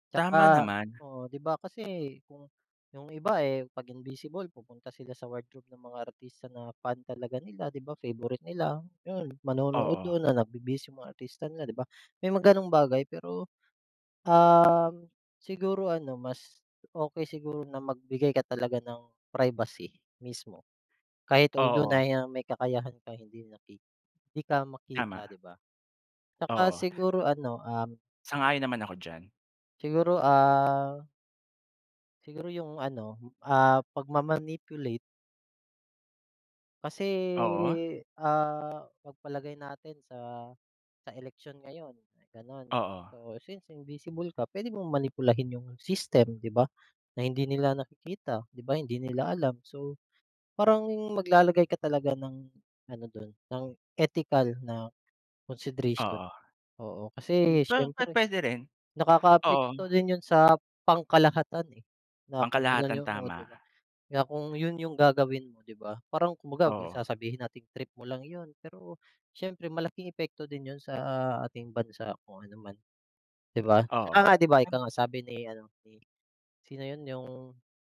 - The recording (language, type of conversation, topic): Filipino, unstructured, Kung kaya mong maging hindi nakikita, paano mo ito gagamitin?
- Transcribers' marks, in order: other background noise; in English: "wardrobe"; in English: "although"; in English: "ma-manipulate"; in English: "ethical na consideration"